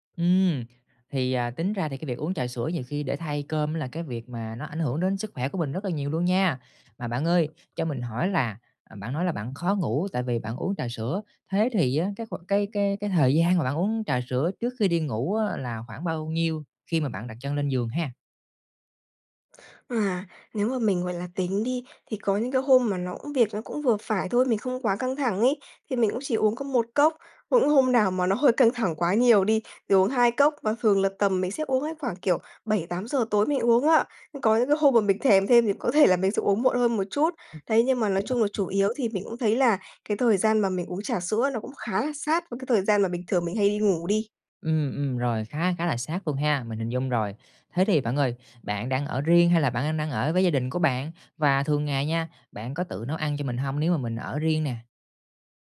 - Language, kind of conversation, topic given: Vietnamese, advice, Vì sao tôi hay trằn trọc sau khi uống cà phê hoặc rượu vào buổi tối?
- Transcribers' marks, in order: tapping; "cũng" said as "hũng"; laughing while speaking: "thể"; "đang-" said as "ang"